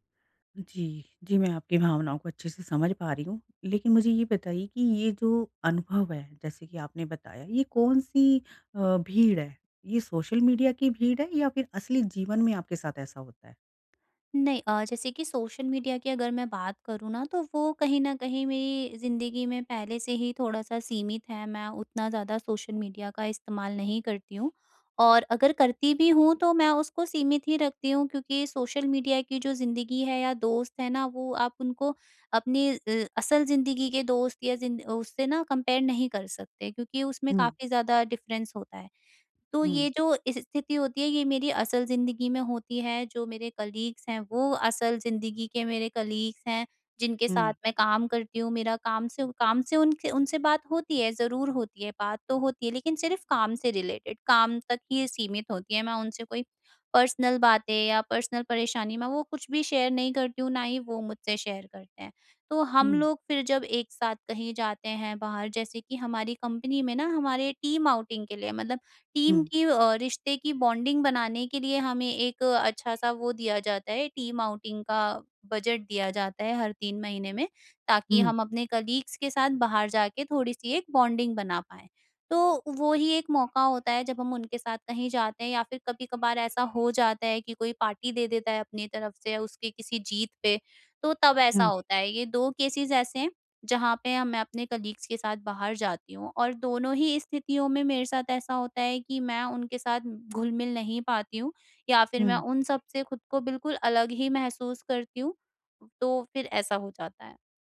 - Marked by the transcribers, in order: tapping; in English: "कंपेयर"; in English: "डिफरेंस"; in English: "कलीग्स"; in English: "कलीग्स"; in English: "रिलेटेड"; in English: "पर्सनल"; in English: "पर्सनल"; in English: "शेयर"; in English: "शेयर"; in English: "कंपनी"; in English: "टीम आउटिंग"; in English: "टीम"; in English: "बॉन्डिंग"; in English: "टीम आउटिंग"; in English: "कलीग्स"; in English: "बॉन्डिंग"; in English: "पार्टी"; in English: "केसेस"; in English: "कलीग्स"
- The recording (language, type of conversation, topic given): Hindi, advice, भीड़ में खुद को अलग महसूस होने और शामिल न हो पाने के डर से कैसे निपटूँ?